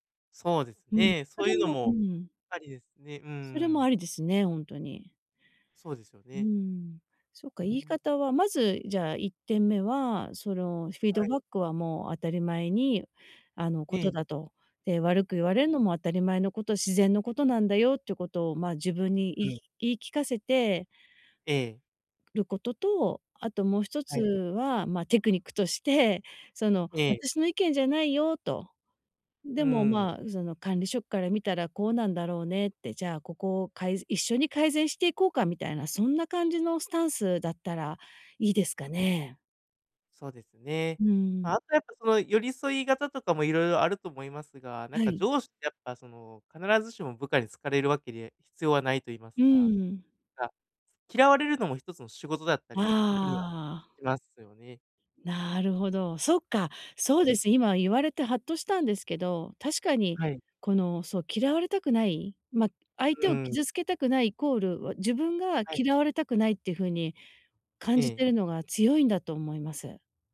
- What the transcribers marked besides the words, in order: other noise; other background noise
- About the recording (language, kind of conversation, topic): Japanese, advice, 相手を傷つけずに建設的なフィードバックを伝えるにはどうすればよいですか？